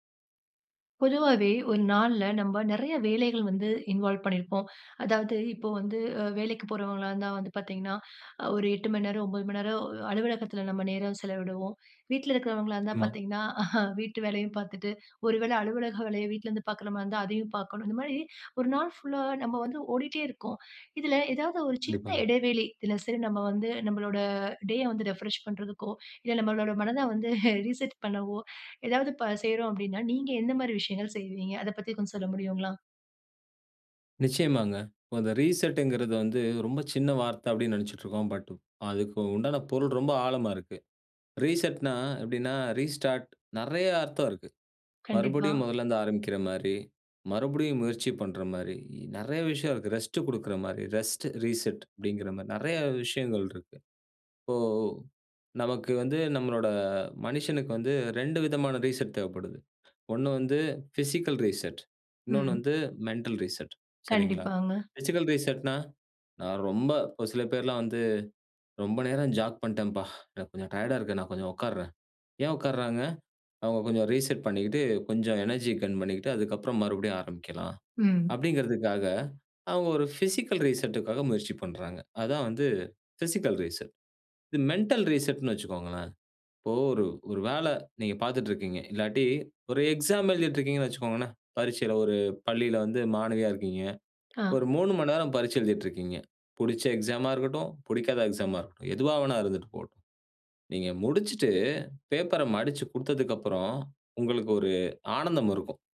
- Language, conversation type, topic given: Tamil, podcast, சிறிய இடைவெளிகளை தினசரியில் பயன்படுத்தி மனதை மீண்டும் சீரமைப்பது எப்படி?
- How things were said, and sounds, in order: in English: "இன்வால்வ்"; unintelligible speech; laugh; in English: "ரிஃப்ரெஷ்"; chuckle; in English: "ரீசெட்"; in English: "ரீசெட்ங்க்கிறது"; in English: "ரீசெட்ன்னா"; in English: "ரீஸ்டார்ட்"; in English: "ரெஸ்ட், ரீசெட்"; in English: "ரீசெட்"; in English: "பிசிக்கல் ரீசெட்"; in English: "மெண்டல் ரீசெட்"; in English: "பிசிக்கல் ரீசெட்ன்னா"; in English: "ஜாக்"; in English: "ரீசெட்"; in English: "எனர்ஜி கெயின்"; in English: "பிசிக்கல் ரீசெட்க்காக"; in English: "பிசிக்கல் ரீசெட்"; in English: "மெண்டல் ரீசெட்ன்னு"